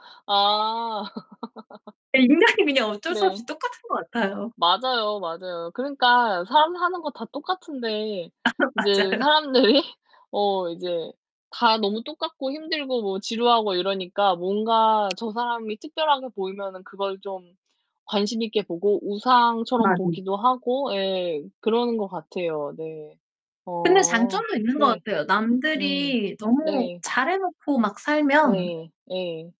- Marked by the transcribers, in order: laugh; laughing while speaking: "인간이"; laughing while speaking: "아 맞아요"; laughing while speaking: "사람들이"; other background noise; distorted speech; background speech
- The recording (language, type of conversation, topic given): Korean, unstructured, SNS에서 진짜 내 모습을 드러내기 어려운 이유는 뭐라고 생각하나요?